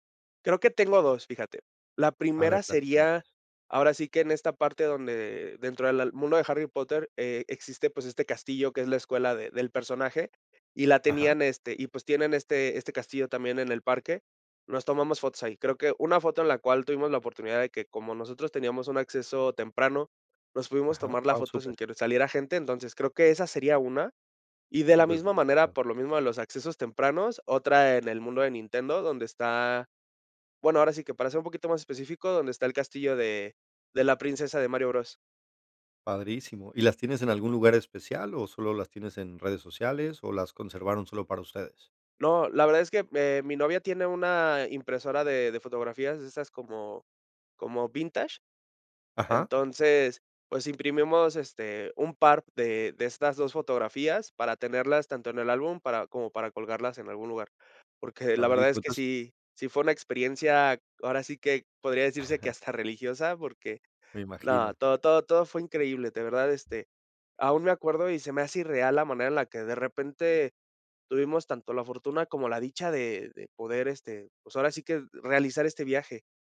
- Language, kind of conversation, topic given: Spanish, podcast, ¿Me puedes contar sobre un viaje improvisado e inolvidable?
- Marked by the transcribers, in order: chuckle; tapping